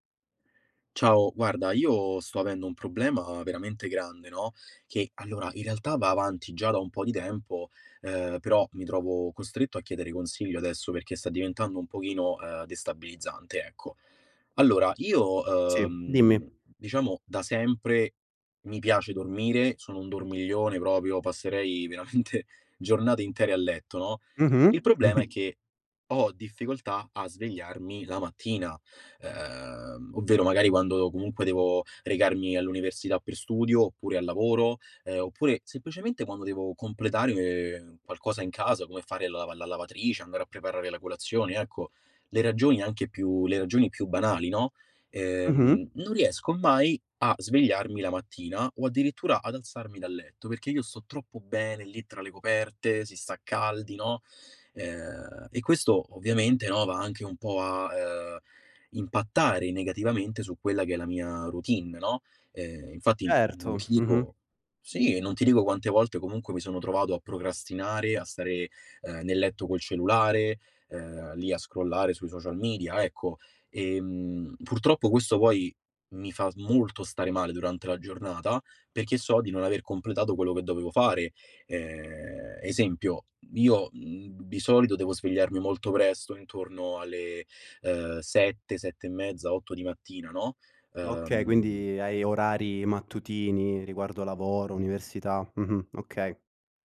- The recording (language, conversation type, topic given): Italian, advice, Come posso superare le difficoltà nel svegliarmi presto e mantenere una routine mattutina costante?
- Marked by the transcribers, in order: "proprio" said as "propio"; laughing while speaking: "veramente"; chuckle; "Certo" said as "erto"